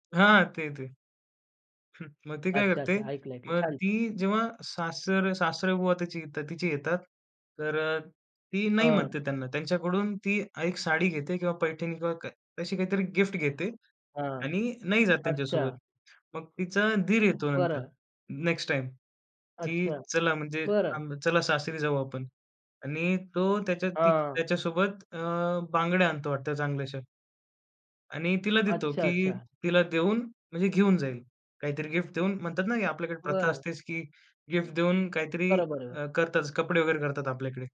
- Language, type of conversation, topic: Marathi, podcast, कोणतं गाणं ऐकून तुमचा मूड लगेच बदलतो?
- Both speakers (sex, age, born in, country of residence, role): male, 18-19, India, India, guest; male, 35-39, India, India, host
- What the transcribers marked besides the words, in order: none